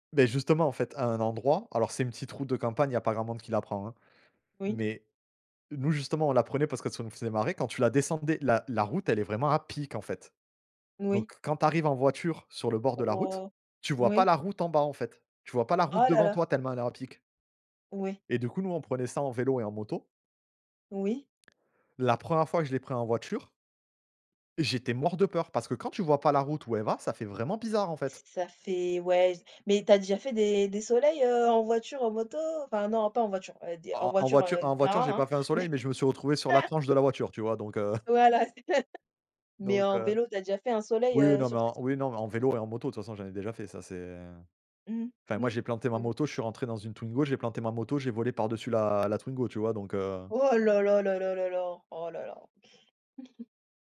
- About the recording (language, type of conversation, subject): French, unstructured, Qu’est-ce qui vous met en colère dans les embouteillages du matin ?
- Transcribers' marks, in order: stressed: "pic"; laugh; chuckle; laugh